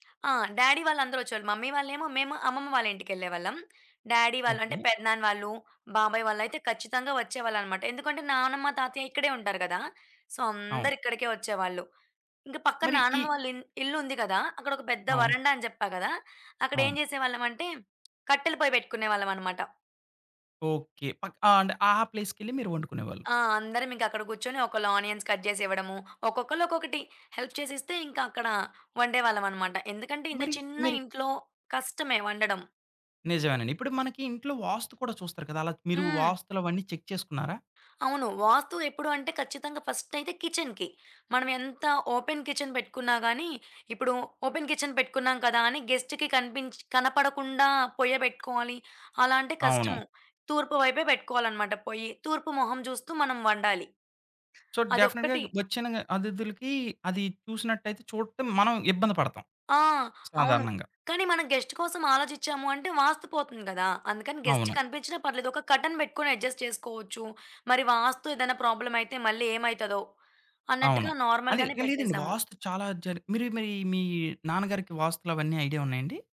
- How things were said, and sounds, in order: in English: "డ్యాడీ"; in English: "మమ్మీ"; lip smack; in English: "డ్యాడీ"; in English: "సో"; in English: "ఆనియన్స్ కట్"; in English: "హెల్ప్"; in English: "చెక్"; in English: "కిచెన్‌కి"; in English: "ఓపెన్ కిచెన్"; in English: "ఓపెన్ కిచెన్"; in English: "గెస్ట్‌కి"; in English: "సో, డెఫినిట్‌గా"; in English: "గెస్ట్"; in English: "గెస్ట్"; in English: "కర్టెన్"; in English: "అడ్జస్ట్"; in English: "నార్మల్"
- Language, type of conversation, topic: Telugu, podcast, చిన్న ఇళ్లలో స్థలాన్ని మీరు ఎలా మెరుగ్గా వినియోగించుకుంటారు?